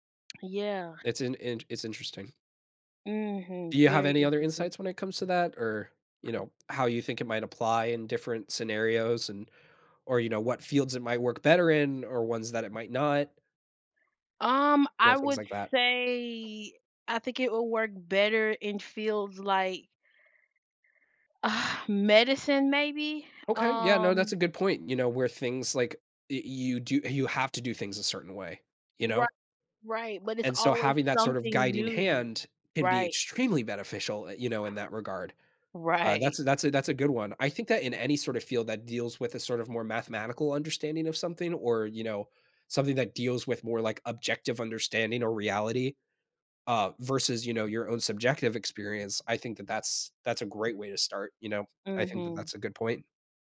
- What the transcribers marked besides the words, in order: other background noise; drawn out: "say"; sigh; laughing while speaking: "Right"
- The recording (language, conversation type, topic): English, unstructured, How do mentorship and self-directed learning each shape your career growth?
- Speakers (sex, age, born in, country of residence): female, 20-24, United States, United States; male, 20-24, United States, United States